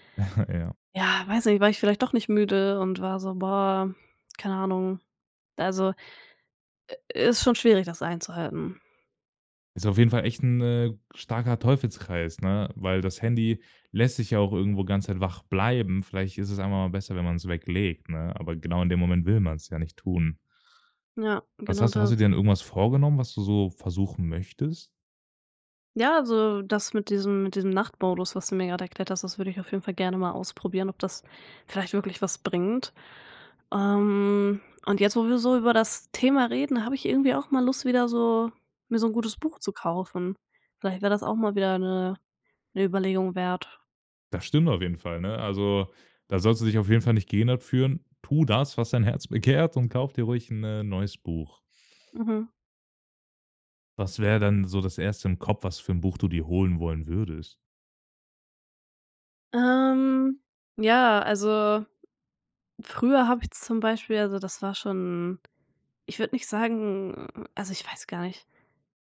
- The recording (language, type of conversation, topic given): German, podcast, Welches Medium hilft dir besser beim Abschalten: Buch oder Serie?
- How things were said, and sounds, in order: chuckle